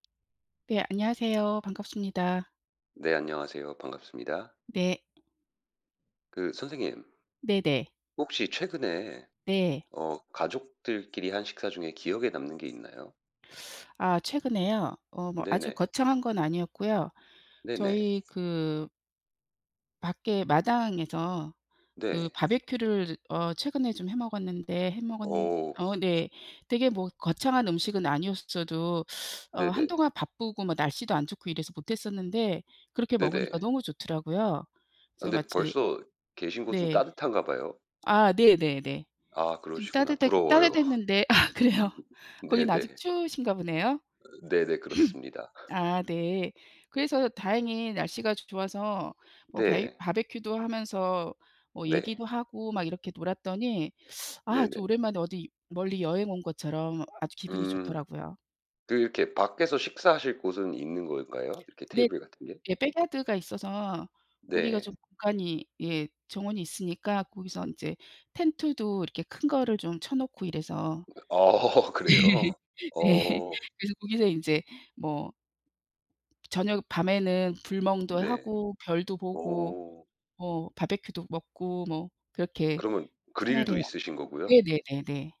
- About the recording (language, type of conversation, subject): Korean, unstructured, 가장 기억에 남는 가족 식사는 언제였나요?
- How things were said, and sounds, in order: tapping; teeth sucking; laughing while speaking: "아 그래요?"; laugh; laughing while speaking: "네네"; throat clearing; other background noise; in English: "백야드가"; laughing while speaking: "아 그래요? 어"; laugh